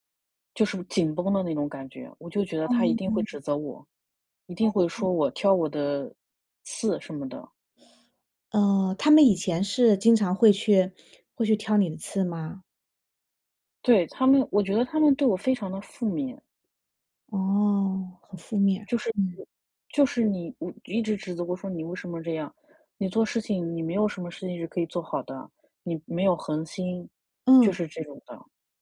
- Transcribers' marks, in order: none
- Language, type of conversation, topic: Chinese, advice, 情绪触发与行为循环